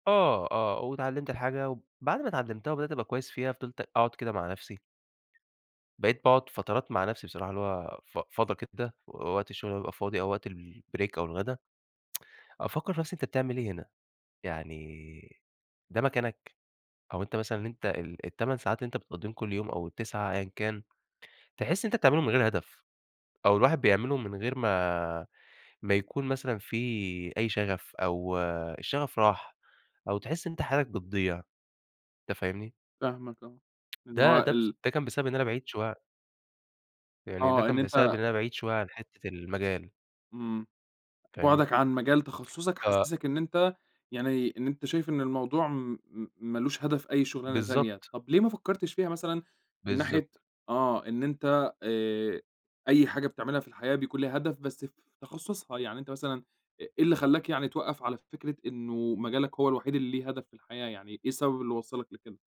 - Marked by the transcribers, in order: tapping; in English: "الbreak"; tsk
- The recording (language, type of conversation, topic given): Arabic, podcast, بتتعامل إزاي لما تحس إن حياتك مالهاش هدف؟